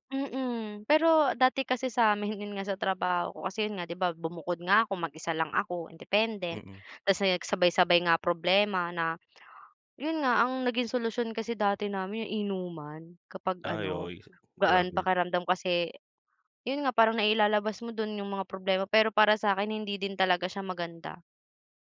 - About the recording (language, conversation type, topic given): Filipino, unstructured, Paano mo inilalarawan ang pakiramdam ng stress sa araw-araw?
- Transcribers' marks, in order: laughing while speaking: "yun nga"